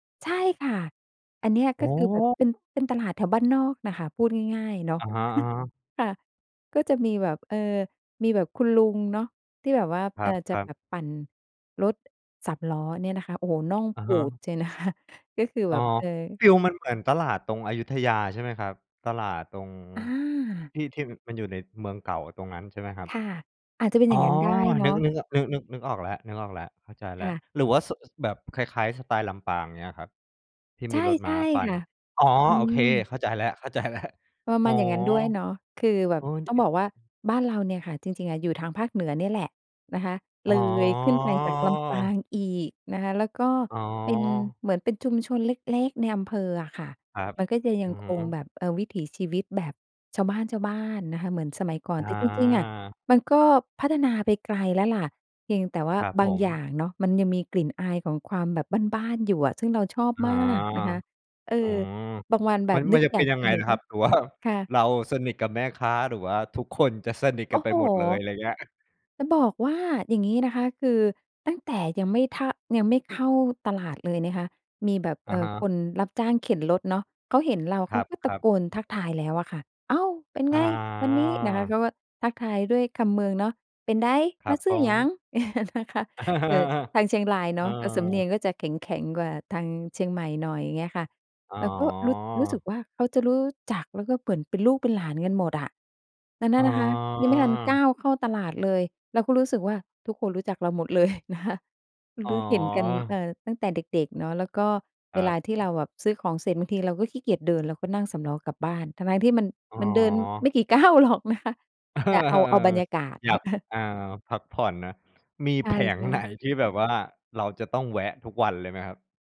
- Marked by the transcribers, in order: chuckle; tapping; laughing while speaking: "นะคะ"; laughing while speaking: "เข้าใจแล้ว"; other background noise; drawn out: "อ๋อ"; laughing while speaking: "หรือว่า"; chuckle; laughing while speaking: "เออ"; laughing while speaking: "นะคะ"; laughing while speaking: "หรอกนะคะ"; laughing while speaking: "เออ"; chuckle
- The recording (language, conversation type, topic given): Thai, podcast, ตลาดสดใกล้บ้านของคุณมีเสน่ห์อย่างไร?